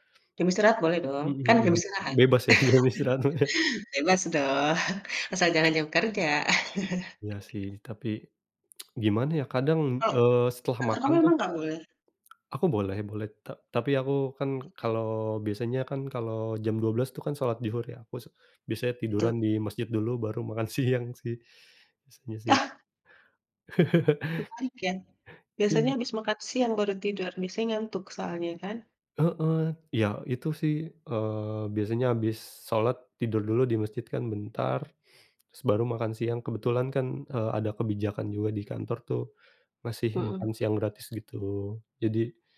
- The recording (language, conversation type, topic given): Indonesian, unstructured, Bagaimana cara kamu mengatasi stres di tempat kerja?
- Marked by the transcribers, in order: laughing while speaking: "di jam istirahat mah ya"; other background noise; laugh; laugh; tsk; tongue click; laughing while speaking: "siang"; chuckle